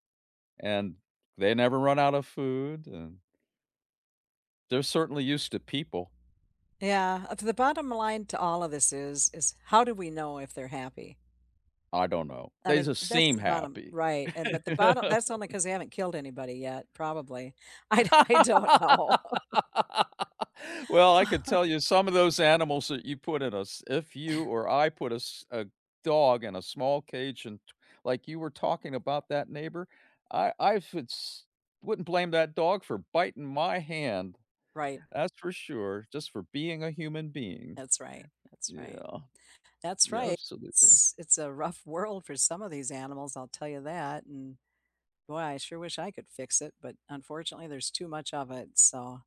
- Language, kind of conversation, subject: English, unstructured, How do you react when you see animals kept in tiny cages?
- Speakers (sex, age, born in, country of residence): female, 70-74, United States, United States; male, 75-79, United States, United States
- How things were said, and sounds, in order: other background noise; laugh; laugh; laughing while speaking: "I do I don't know"; laugh